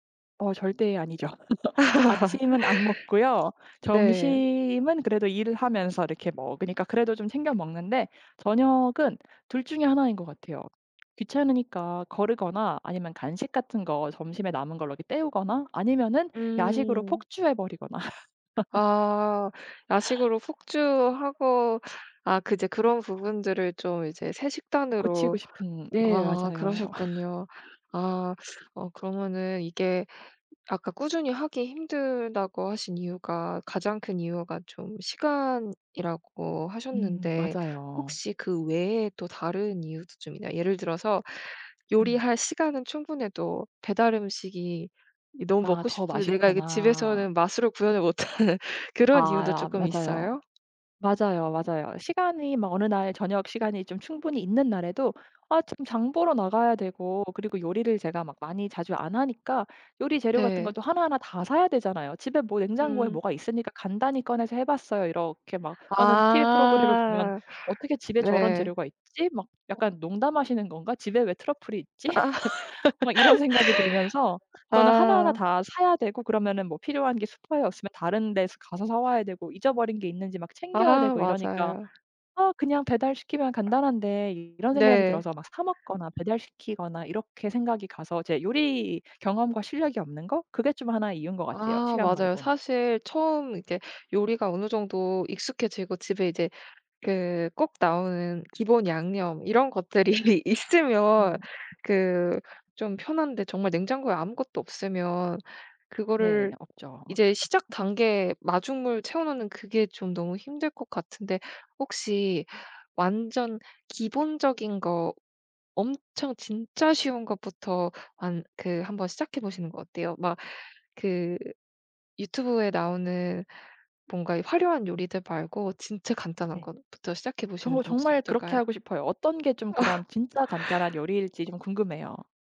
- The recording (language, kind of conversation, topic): Korean, advice, 새로운 식단(채식·저탄수 등)을 꾸준히 유지하기가 왜 이렇게 힘들까요?
- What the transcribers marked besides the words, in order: laugh; tapping; laugh; other background noise; laugh; laugh; laughing while speaking: "못하는"; laughing while speaking: "있지?'"; laugh; laughing while speaking: "것들이"; laugh; laugh